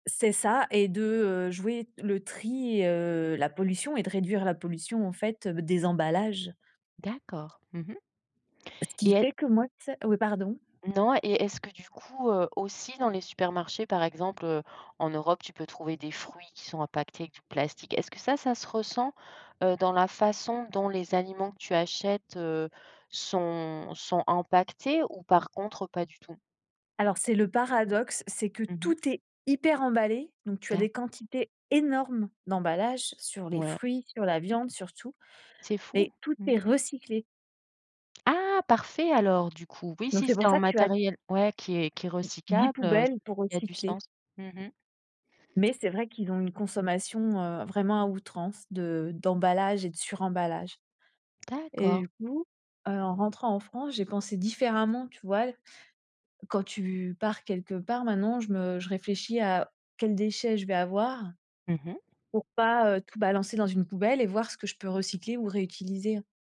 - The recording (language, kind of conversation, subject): French, podcast, Quels gestes simples réduisent vraiment tes déchets quand tu pars en balade ?
- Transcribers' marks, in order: other background noise; stressed: "hyper emballé"; stressed: "énormes"; stressed: "recyclé"; stressed: "Ah"